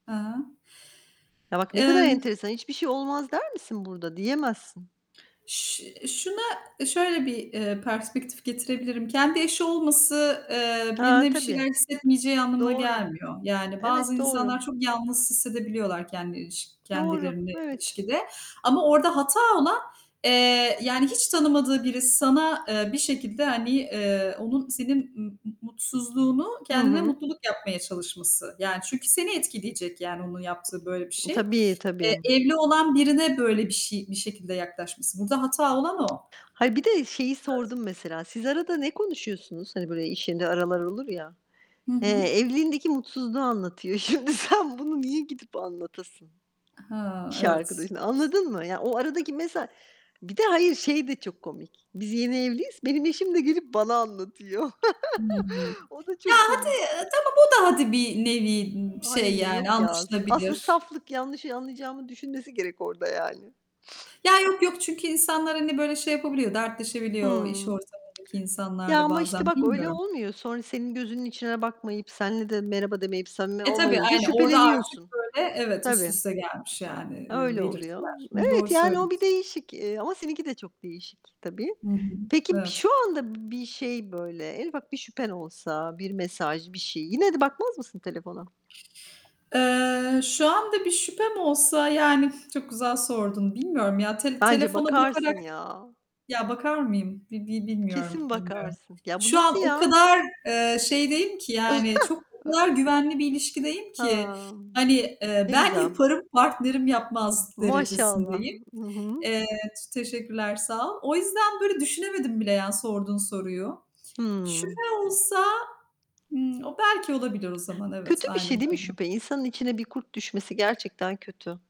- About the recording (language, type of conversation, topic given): Turkish, unstructured, Partnerinizin hayatını kontrol etmeye çalışmak sizce doğru mu?
- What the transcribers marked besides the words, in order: distorted speech; static; tapping; laughing while speaking: "Şimdi sen bunu niye gidip anlatasın"; chuckle; laughing while speaking: "O da çok komik"; other background noise; sniff; other noise; chuckle